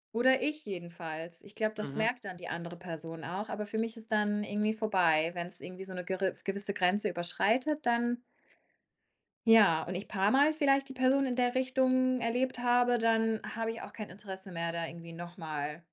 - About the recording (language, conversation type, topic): German, podcast, Wie reagierst du, wenn andere deine Wahrheit nicht akzeptieren?
- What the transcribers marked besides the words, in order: none